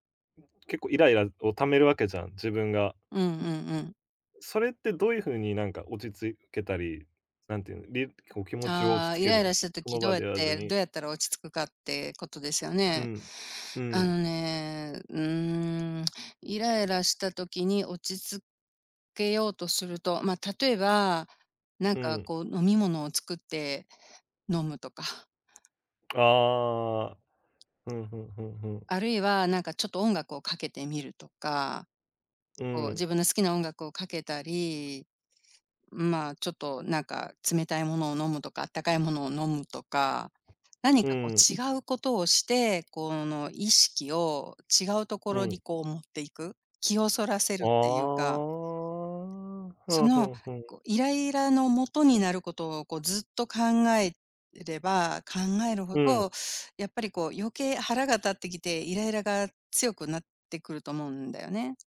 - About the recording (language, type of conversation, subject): Japanese, unstructured, 恋愛でいちばんイライラすることは何ですか？
- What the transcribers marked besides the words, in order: other background noise; tapping; drawn out: "ああ"